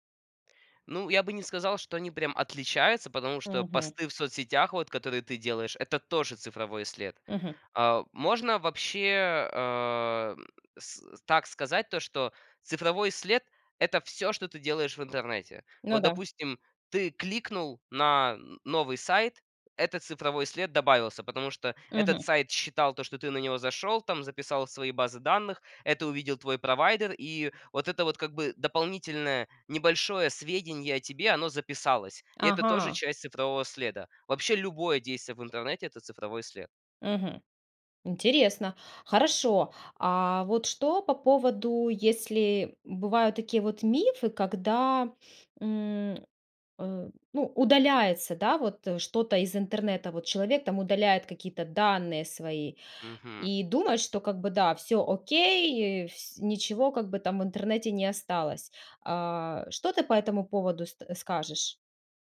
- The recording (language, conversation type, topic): Russian, podcast, Что важно помнить о цифровом следе и его долговечности?
- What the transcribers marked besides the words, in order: tapping; other background noise